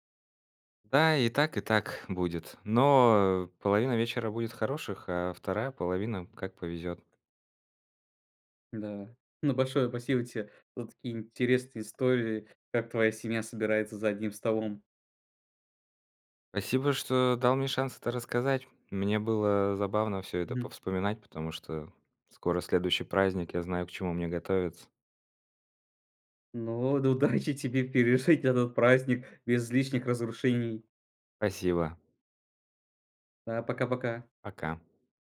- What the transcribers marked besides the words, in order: laughing while speaking: "удачи"
- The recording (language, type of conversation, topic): Russian, podcast, Как обычно проходят разговоры за большим семейным столом у вас?